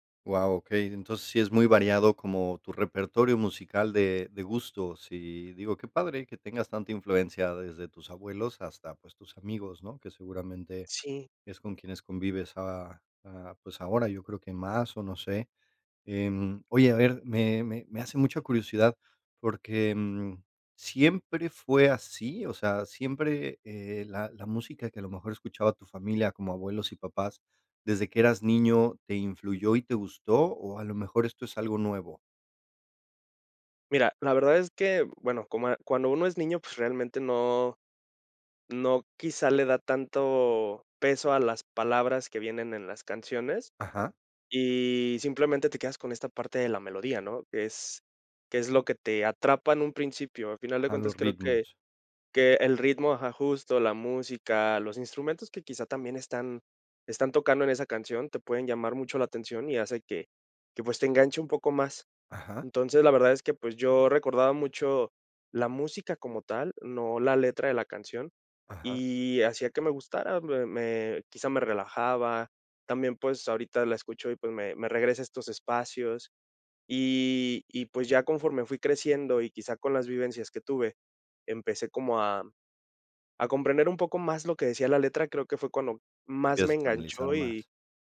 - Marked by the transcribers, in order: none
- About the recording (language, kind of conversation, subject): Spanish, podcast, ¿Cómo influyó tu familia en tus gustos musicales?
- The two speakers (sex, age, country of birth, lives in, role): male, 30-34, Mexico, Mexico, guest; male, 35-39, Mexico, Poland, host